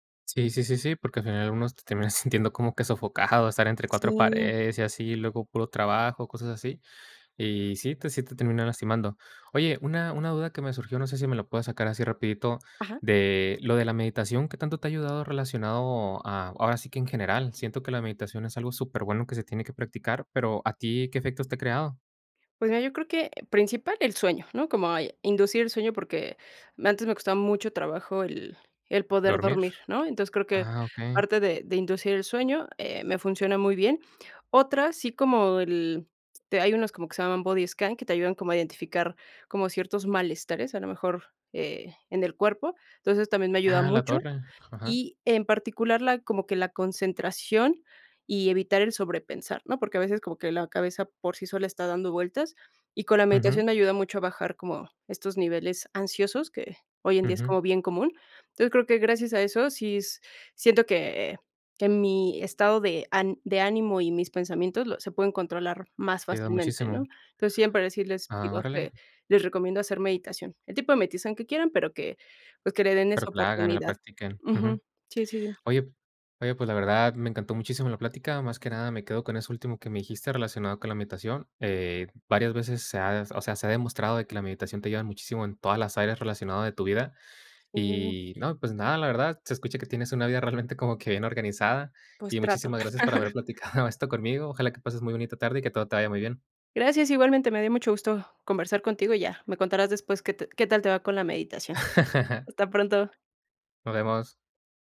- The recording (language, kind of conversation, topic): Spanish, podcast, ¿Qué estrategias usas para evitar el agotamiento en casa?
- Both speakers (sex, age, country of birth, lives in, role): female, 35-39, Mexico, Mexico, guest; male, 25-29, Mexico, Mexico, host
- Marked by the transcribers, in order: chuckle; in English: "Body Scan"; "Ajá" said as "jajá"; chuckle; giggle; laugh